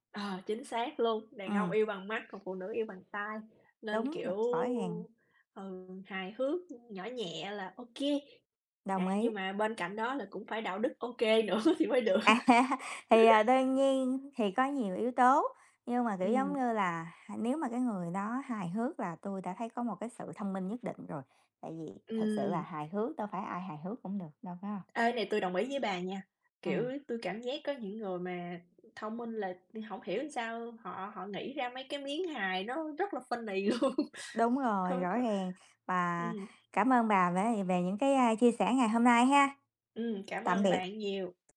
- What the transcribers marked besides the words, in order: other background noise; tapping; laughing while speaking: "nữa"; laughing while speaking: "À"; laughing while speaking: "được"; laugh; laughing while speaking: "funny luôn"
- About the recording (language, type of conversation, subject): Vietnamese, unstructured, Tại sao sự hài hước lại quan trọng trong việc xây dựng và duy trì một mối quan hệ bền vững?